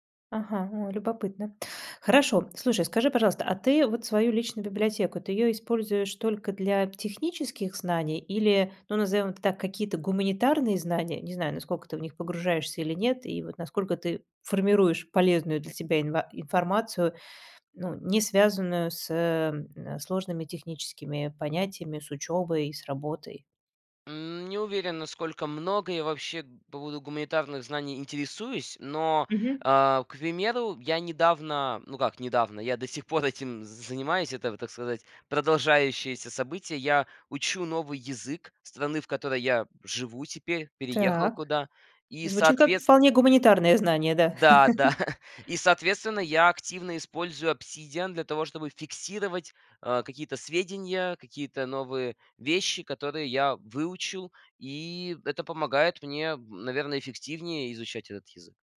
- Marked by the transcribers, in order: laughing while speaking: "до сих пор"; laughing while speaking: "знания"; chuckle
- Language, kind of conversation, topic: Russian, podcast, Как вы формируете личную библиотеку полезных материалов?